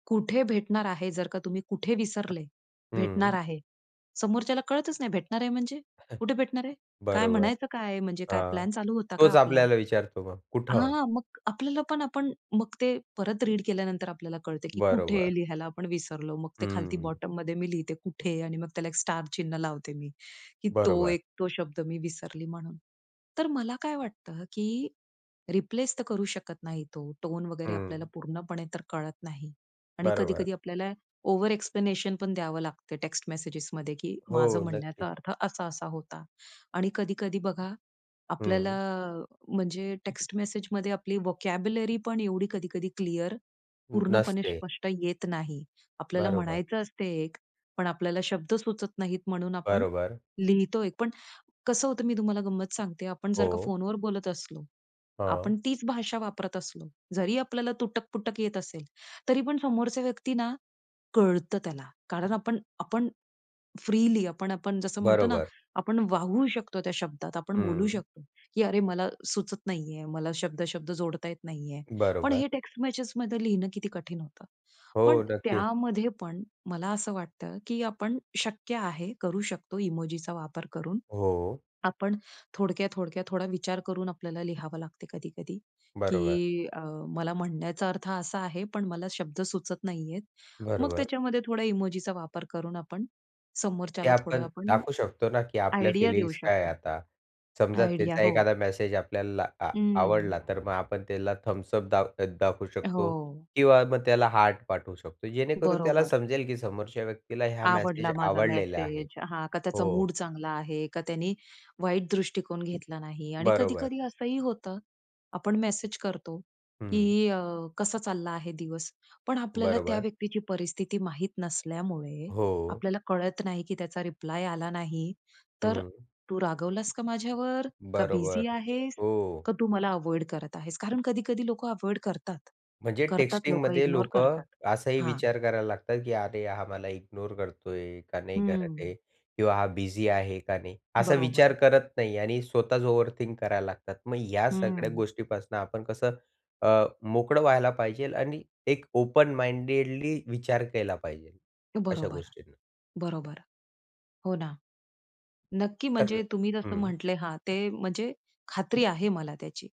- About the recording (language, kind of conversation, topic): Marathi, podcast, टेक्स्टमध्ये भावना का बऱ्याचदा हरवतात?
- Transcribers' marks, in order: other noise; tapping; in English: "ओव्हर-एक्सप्लेनेशन"; other background noise; in English: "आयडिया"; in English: "आयडिया"; in English: "माइंडेडली"